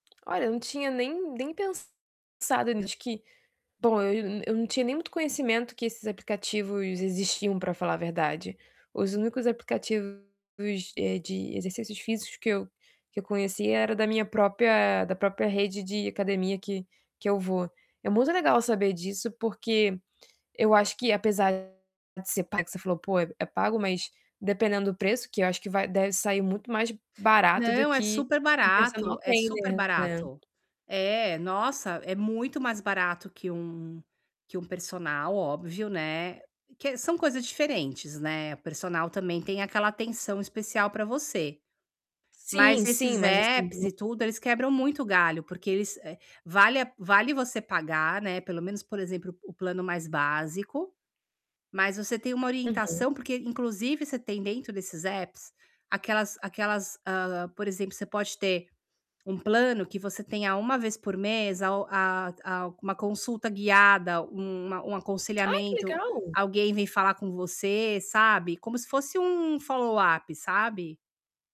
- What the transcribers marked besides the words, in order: tapping; other background noise; distorted speech; in English: "follow up"
- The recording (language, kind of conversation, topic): Portuguese, advice, Como posso superar a estagnação no meu treino com uma mentalidade e estratégias motivacionais eficazes?